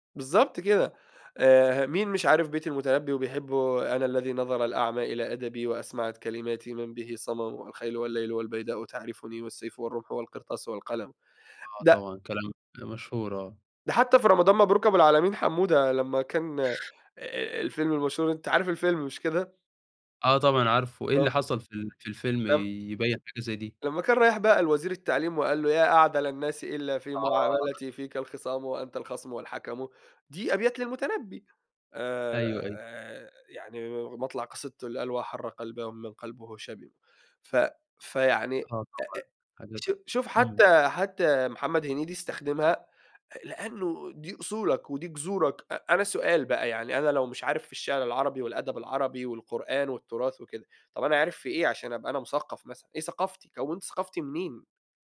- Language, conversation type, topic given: Arabic, podcast, إيه دور لغتك الأم في إنك تفضل محافظ على هويتك؟
- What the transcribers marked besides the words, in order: unintelligible speech; other background noise